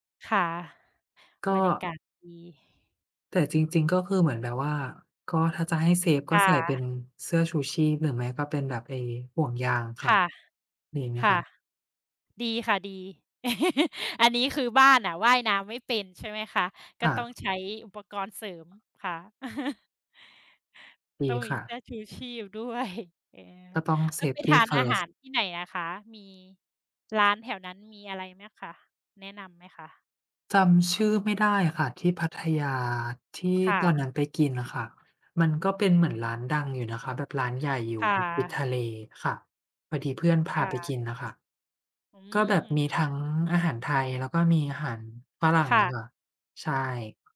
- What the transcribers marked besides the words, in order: tapping; laugh; chuckle; laughing while speaking: "ด้วย"; in English: "Safety First"
- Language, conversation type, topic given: Thai, unstructured, คุณชอบไปเที่ยวทะเลหรือภูเขามากกว่ากัน?